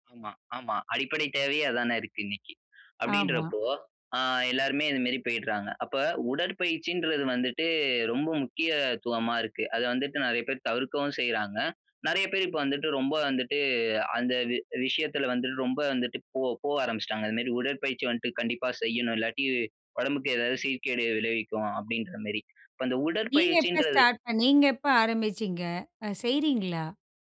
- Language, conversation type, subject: Tamil, podcast, உடற்பயிற்சி தொடங்க உங்களைத் தூண்டிய அனுபவக் கதை என்ன?
- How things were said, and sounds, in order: other noise